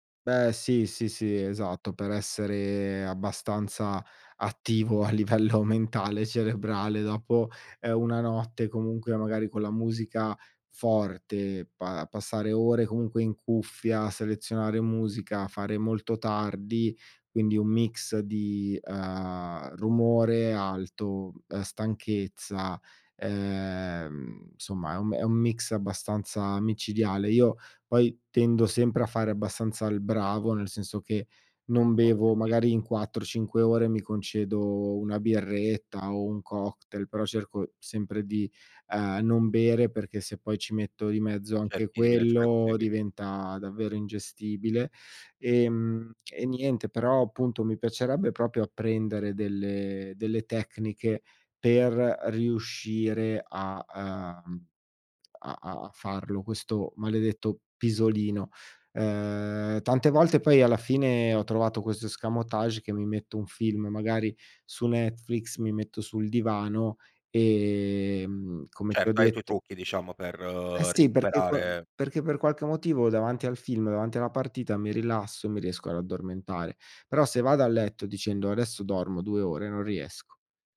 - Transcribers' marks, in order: laughing while speaking: "livello"; "insomma" said as "nsomma"; "proprio" said as "propio"; in French: "escamotage"
- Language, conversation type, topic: Italian, podcast, Cosa pensi del pisolino quotidiano?